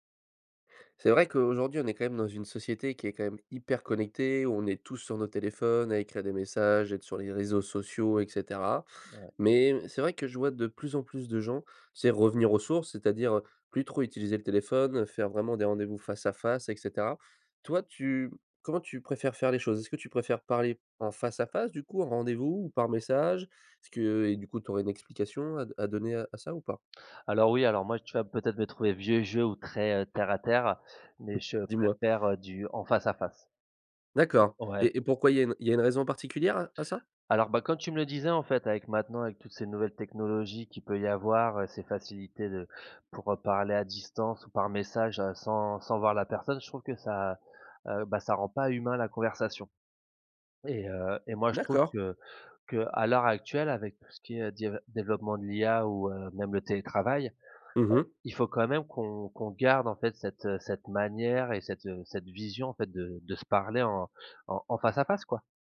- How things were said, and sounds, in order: none
- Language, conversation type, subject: French, podcast, Tu préfères parler en face ou par message, et pourquoi ?